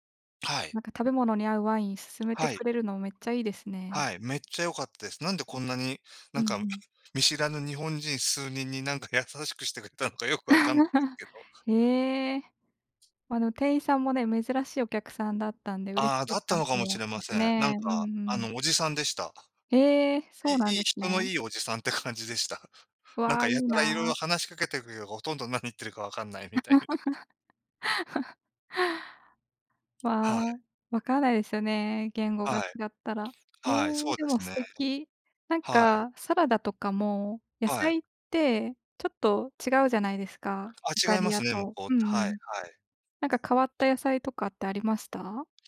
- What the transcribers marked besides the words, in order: other background noise; chuckle; unintelligible speech; chuckle
- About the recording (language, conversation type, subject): Japanese, unstructured, 旅行中に食べた一番おいしかったものは何ですか？